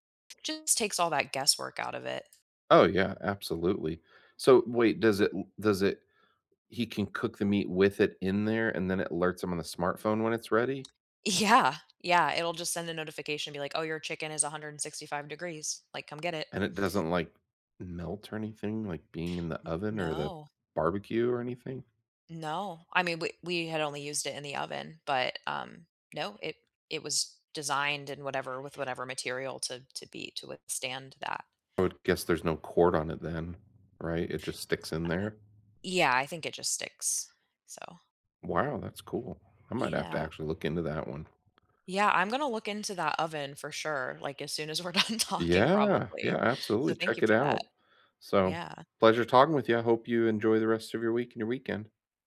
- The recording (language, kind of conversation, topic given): English, unstructured, Which smart home gadgets truly make your life easier, and what stories prove it?
- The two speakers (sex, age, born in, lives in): female, 30-34, United States, United States; male, 40-44, United States, United States
- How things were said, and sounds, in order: other background noise; tapping; laughing while speaking: "done talking"